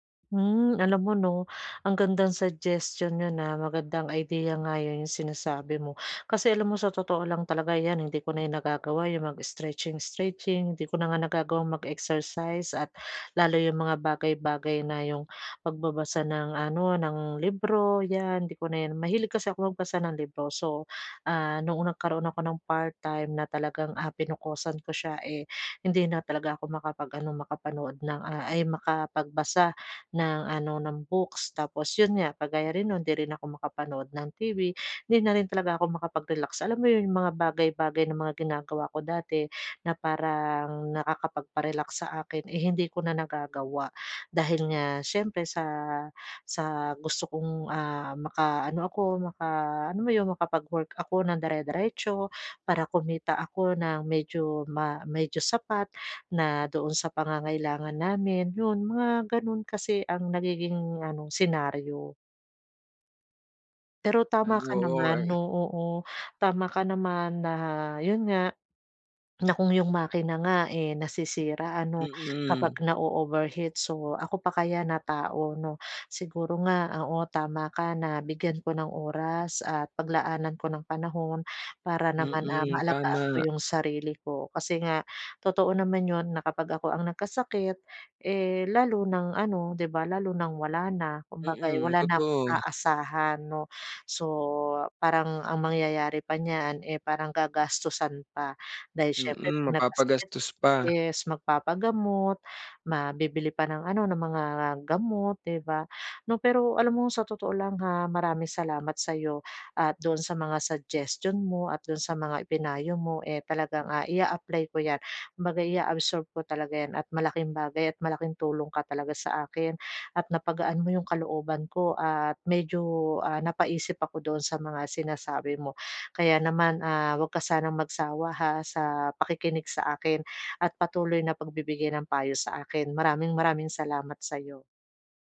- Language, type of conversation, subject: Filipino, advice, Paano ako makakapagpahinga at makapag-relaks sa bahay kapag sobrang stress?
- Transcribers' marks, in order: tapping; other background noise